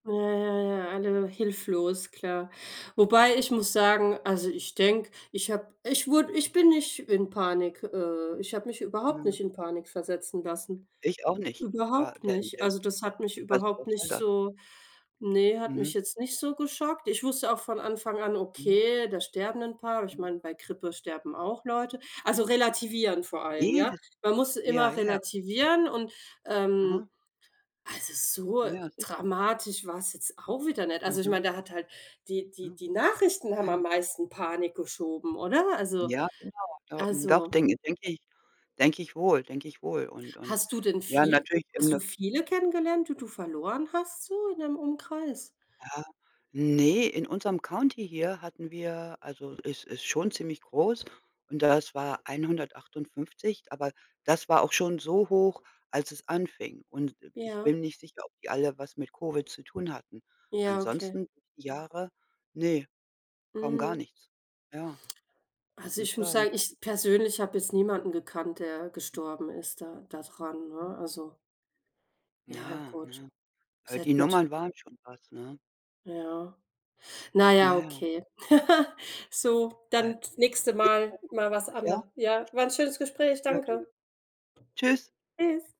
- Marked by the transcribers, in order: other background noise; tapping; in English: "County"; laugh; unintelligible speech
- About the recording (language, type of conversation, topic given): German, unstructured, Was denkst du über den Druck, immer fit aussehen zu müssen?